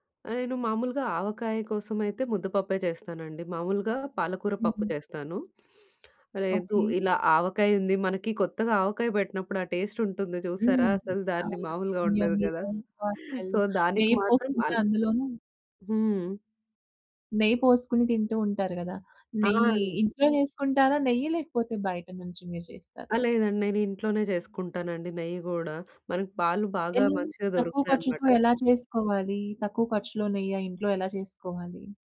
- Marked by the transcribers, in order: other noise; in English: "టేస్ట్"; in English: "యమ్మీ, యమ్మీ‌గా"; in English: "సో"
- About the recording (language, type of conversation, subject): Telugu, podcast, బడ్జెట్ తక్కువగా ఉన్నప్పుడు కూడా ప్రేమతో వండడానికి మీరు ఏ సలహా ఇస్తారు?